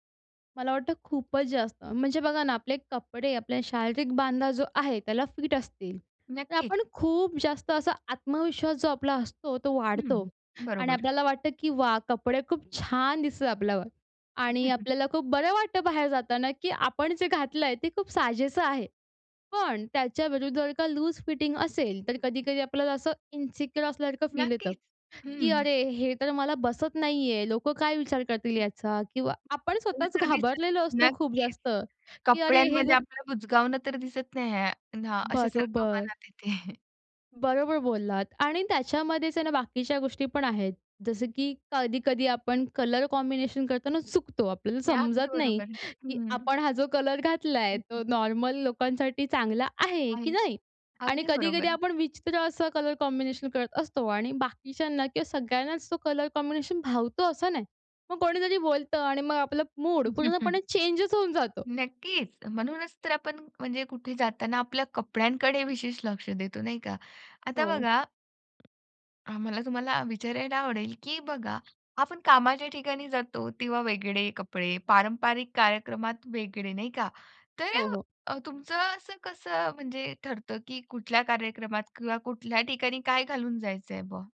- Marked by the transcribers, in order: in English: "फिट"; drawn out: "खूप"; chuckle; in English: "लूज फिटिंग"; in English: "इन्सिक्युअर"; in English: "फील"; laughing while speaking: "येते"; in English: "कलर कॉम्बिनेशन"; in English: "नॉर्मल"; in English: "कलर कॉम्बिनेशन"; in English: "कलर कॉम्बिनेशन"; in English: "मूड"; chuckle; in English: "चेंजच"; tapping
- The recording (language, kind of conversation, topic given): Marathi, podcast, कपड्यांच्या माध्यमातून तुम्ही तुमचा मूड कसा व्यक्त करता?
- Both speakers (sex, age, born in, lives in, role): female, 20-24, India, India, guest; female, 35-39, India, India, host